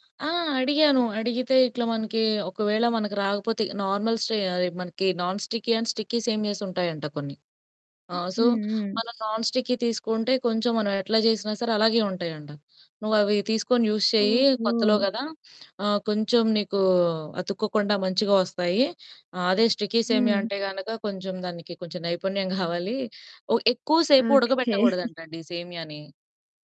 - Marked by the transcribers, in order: in English: "నార్మల్ స్ట్రే"; in English: "నాన్ స్టిక్కీ అండ్ స్టిక్కీ సేమియాస్"; in English: "సో"; in English: "నాన్ స్టిక్కీ"; in English: "యూస్"; in English: "స్టికీ సేమియా"; chuckle; giggle
- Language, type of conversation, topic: Telugu, podcast, మీ ఇంటిలో పండుగలప్పుడు తప్పనిసరిగా వండే వంటకం ఏది?